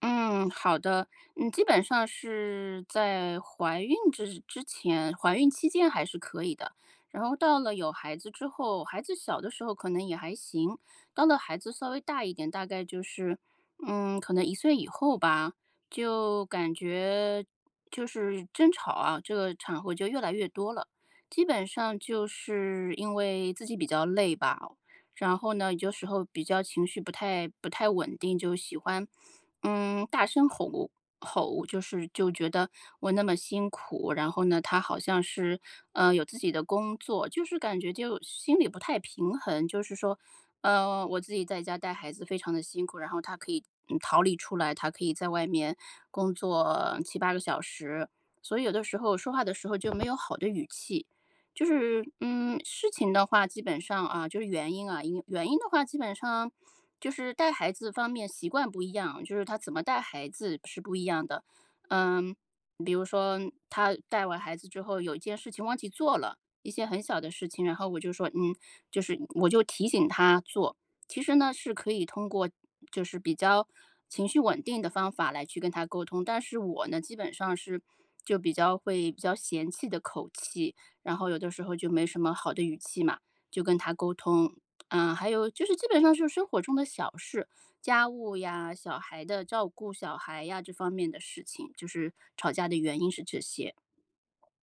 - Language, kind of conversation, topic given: Chinese, advice, 我们该如何处理因疲劳和情绪引发的争执与隔阂？
- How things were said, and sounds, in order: other background noise